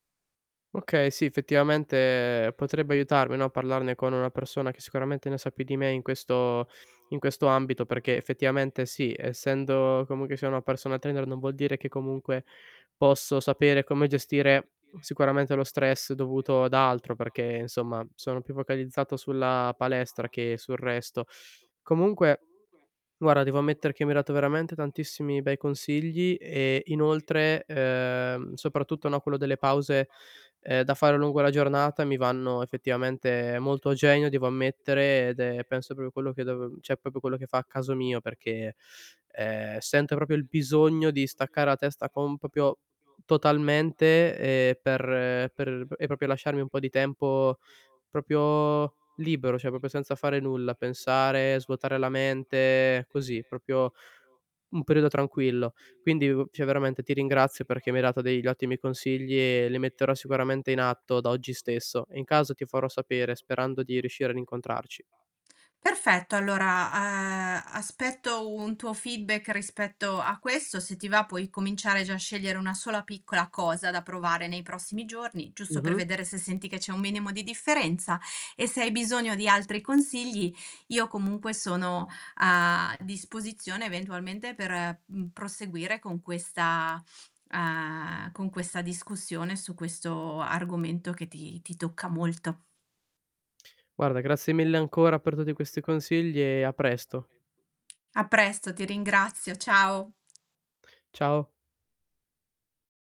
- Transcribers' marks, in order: background speech; distorted speech; in English: "feedback"; "proprio" said as "propio"; "cioè" said as "ceh"; "proprio" said as "popo"; "proprio" said as "propio"; "proprio" said as "popio"; "proprio" said as "propio"; "proprio" said as "propio"; "cioè" said as "ceh"; "proprio" said as "propio"; "proprio" said as "propio"; "cioè" said as "ceh"; tapping
- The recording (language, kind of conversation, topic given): Italian, advice, Come posso gestire la stanchezza persistente e la mancanza di energia dovute al lavoro e agli impegni?